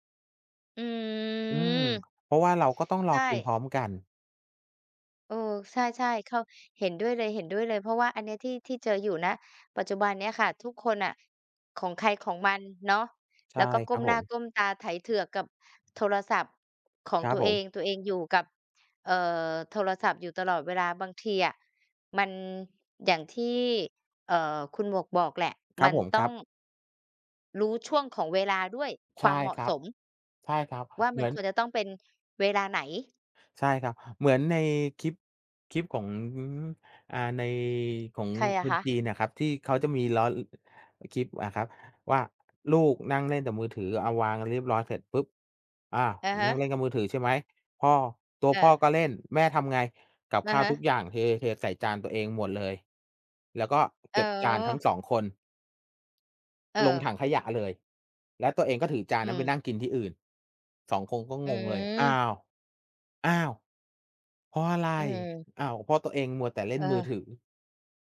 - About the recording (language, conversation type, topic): Thai, unstructured, คุณคิดอย่างไรกับการเปลี่ยนแปลงของครอบครัวในยุคปัจจุบัน?
- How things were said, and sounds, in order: drawn out: "อืม"